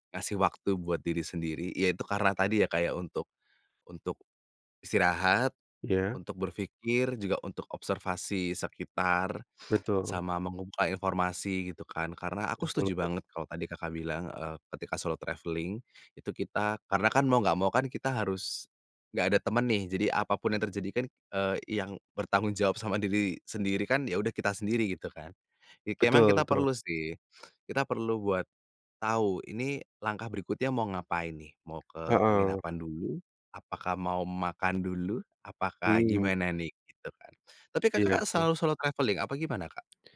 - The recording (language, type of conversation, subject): Indonesian, podcast, Apa pengalaman paling sederhana tetapi bermakna yang pernah kamu alami saat bepergian?
- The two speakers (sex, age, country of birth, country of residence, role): male, 30-34, Indonesia, Indonesia, guest; male, 30-34, Indonesia, Indonesia, host
- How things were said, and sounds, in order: other background noise; in English: "men-supply"; in English: "traveling"; in English: "traveling"